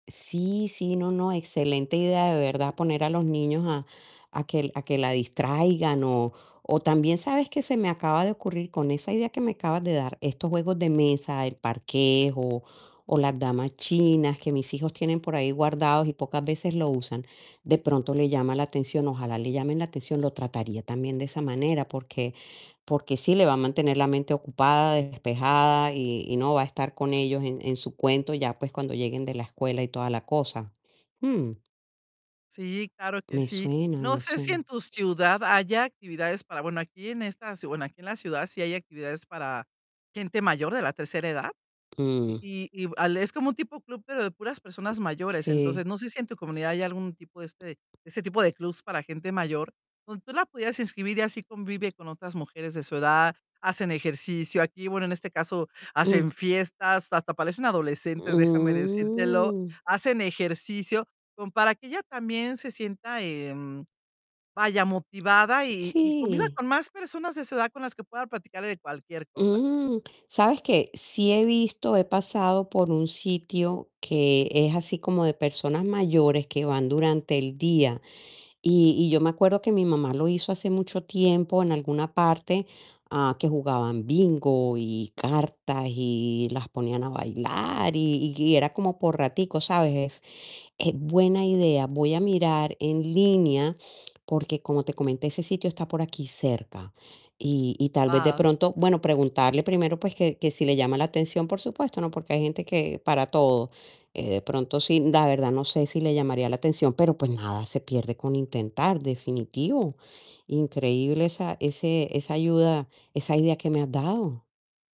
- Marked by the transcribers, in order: static; tapping
- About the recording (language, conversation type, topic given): Spanish, advice, ¿Cómo puedo manejar la tensión con mis suegros por los límites y las visitas?